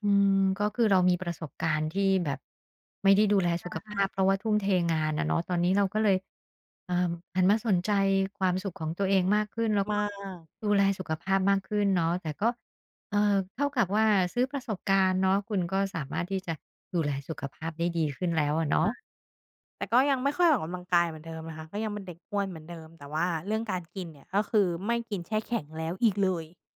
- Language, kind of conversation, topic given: Thai, podcast, คุณยอมเสียอะไรเพื่อให้ประสบความสำเร็จ?
- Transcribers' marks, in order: none